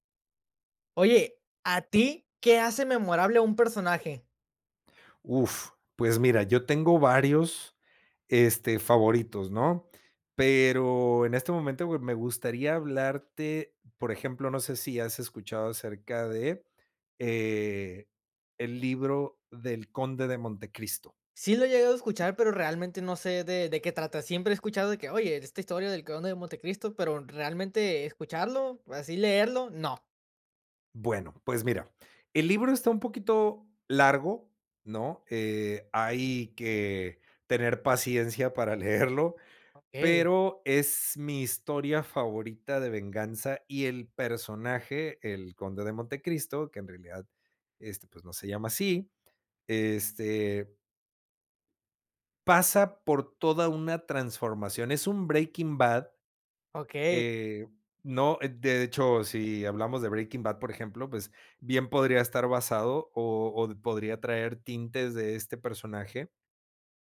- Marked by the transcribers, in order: laughing while speaking: "leerlo"
- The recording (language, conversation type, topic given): Spanish, podcast, ¿Qué hace que un personaje sea memorable?